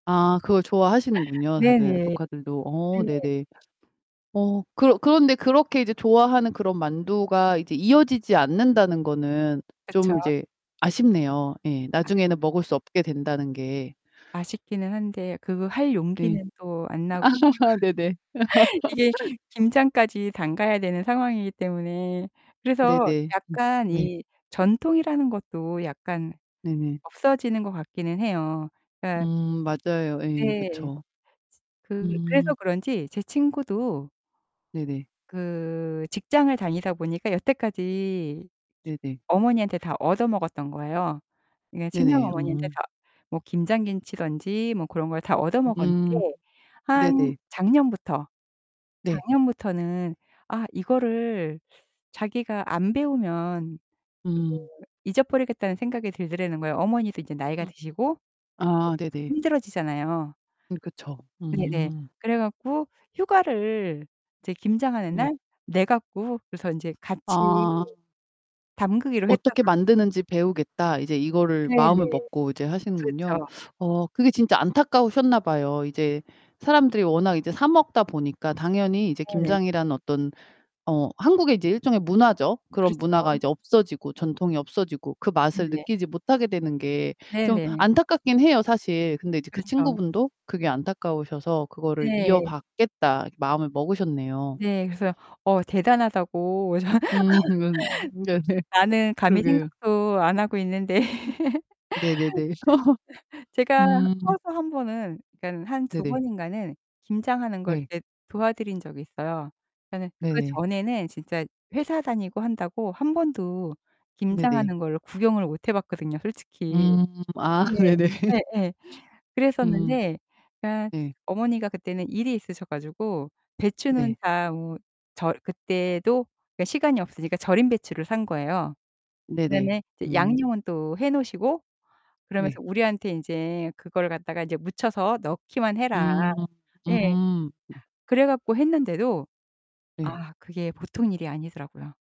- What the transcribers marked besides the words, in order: distorted speech; tapping; other background noise; laugh; static; sneeze; laughing while speaking: "전"; laugh; laughing while speaking: "네네"; laughing while speaking: "있는데"; laugh; laugh; laughing while speaking: "아 네네"
- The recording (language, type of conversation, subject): Korean, podcast, 집안에서 자주 해 먹는 음식의 레시피나 조리법은 어떻게 대대로 전해져 왔나요?